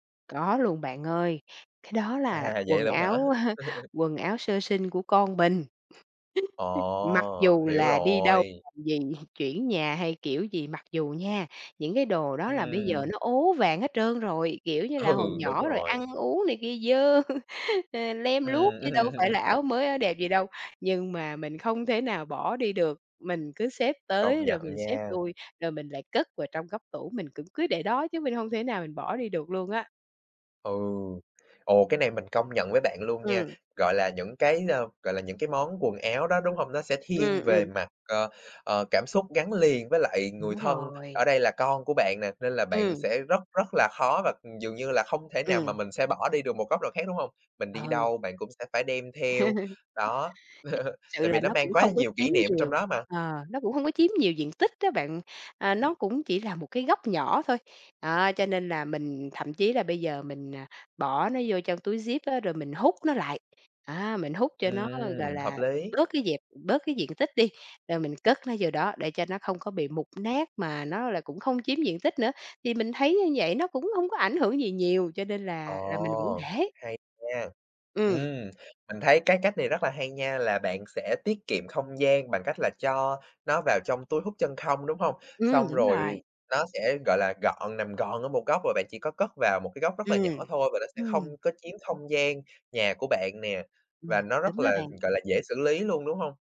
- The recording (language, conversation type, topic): Vietnamese, podcast, Bạn xử lý đồ kỷ niệm như thế nào khi muốn sống tối giản?
- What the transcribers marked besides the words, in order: tapping; chuckle; laugh; chuckle; chuckle; laughing while speaking: "Ừ"; chuckle; chuckle; other noise; chuckle; other background noise